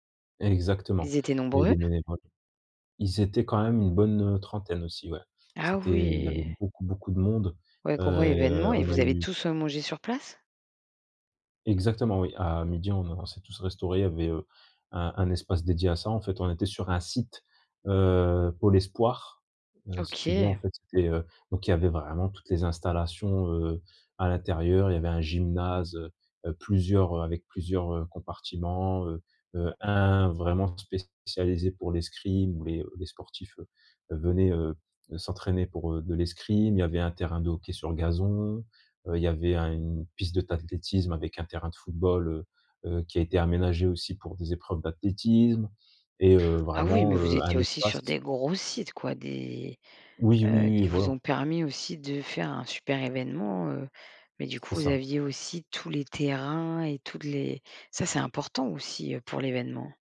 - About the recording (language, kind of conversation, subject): French, podcast, Peux-tu nous parler d’un projet créatif qui t’a vraiment fait grandir ?
- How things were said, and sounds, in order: drawn out: "oui"; other background noise; stressed: "gros"; tapping